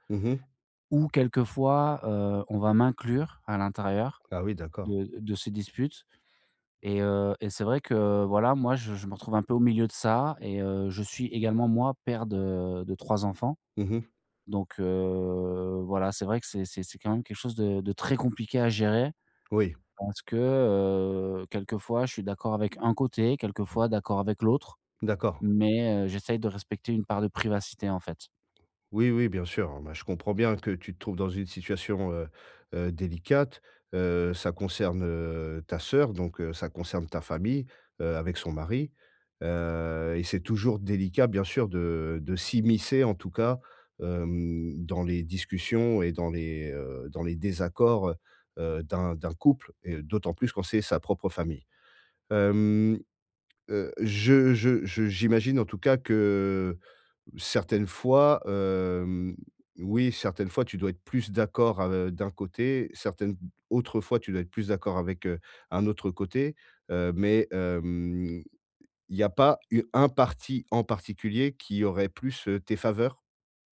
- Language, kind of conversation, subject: French, advice, Comment régler calmement nos désaccords sur l’éducation de nos enfants ?
- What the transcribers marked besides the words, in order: drawn out: "heu"; stressed: "très"; drawn out: "hem"